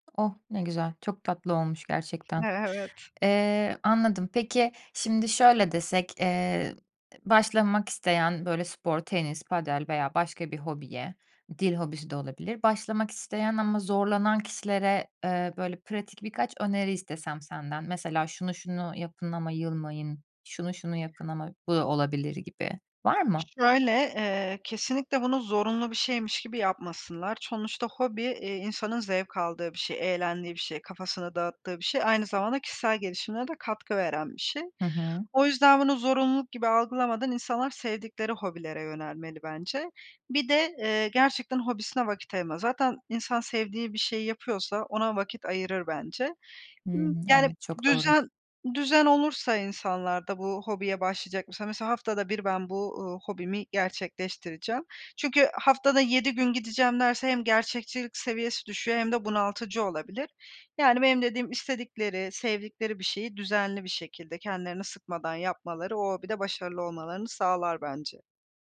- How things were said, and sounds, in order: in Spanish: "padel"
- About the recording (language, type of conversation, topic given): Turkish, podcast, Hobiler kişisel tatmini ne ölçüde etkiler?